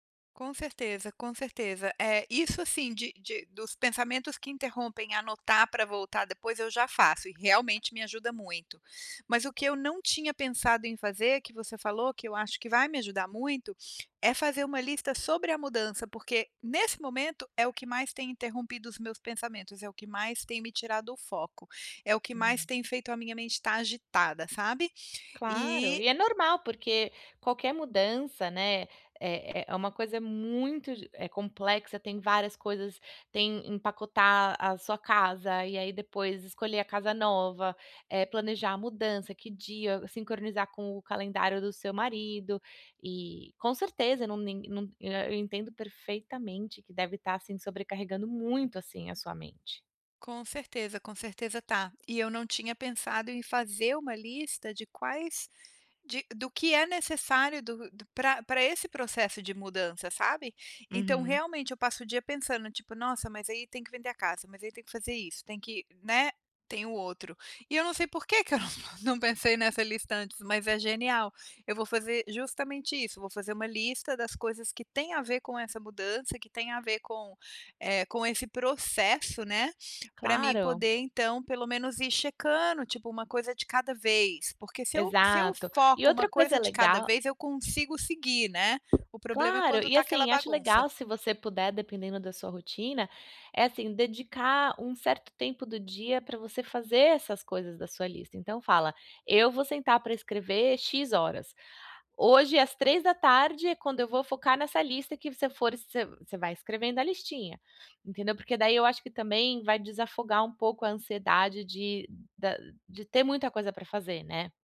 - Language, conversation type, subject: Portuguese, advice, Como posso me concentrar quando minha mente está muito agitada?
- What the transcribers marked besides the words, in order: tapping; laughing while speaking: "não não pensei nessa"; other background noise